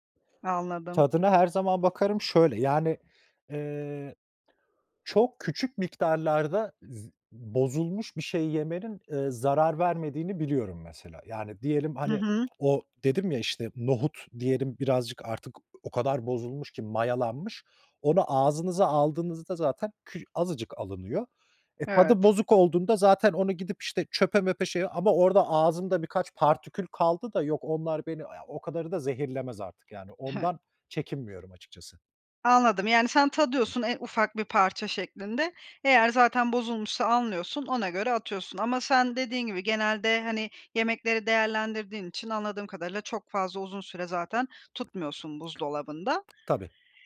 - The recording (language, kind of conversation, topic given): Turkish, podcast, Artan yemekleri yaratıcı şekilde değerlendirmek için hangi taktikleri kullanıyorsun?
- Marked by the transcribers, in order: tapping; other background noise; chuckle; other noise